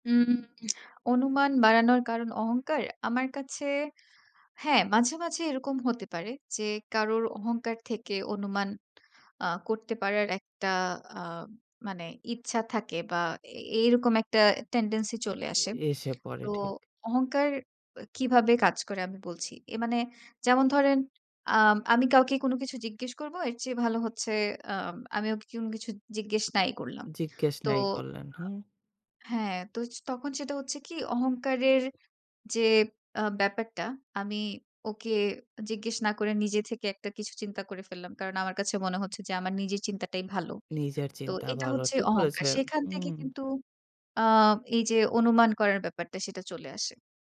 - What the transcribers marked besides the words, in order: in English: "টেনডেন্সি"
- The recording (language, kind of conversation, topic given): Bengali, podcast, পরস্পরকে আন্দাজ করে নিলে ভুল বোঝাবুঝি কেন বাড়ে?